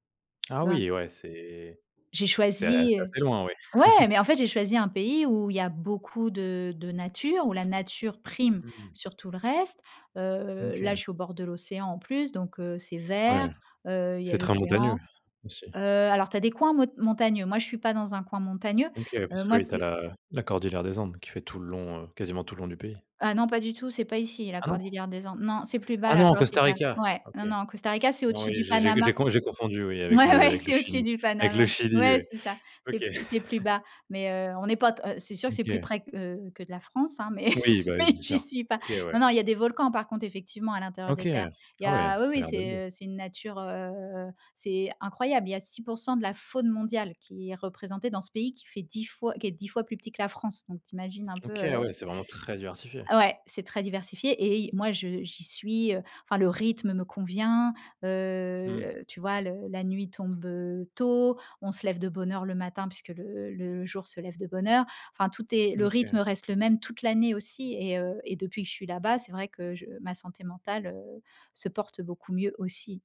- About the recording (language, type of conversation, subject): French, podcast, Comment priorises-tu ta santé mentale au quotidien ?
- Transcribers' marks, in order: chuckle; stressed: "prime"; tapping; laughing while speaking: "Ouais, ouais"; chuckle; chuckle; laughing while speaking: "mais"; stressed: "faune"; stressed: "très"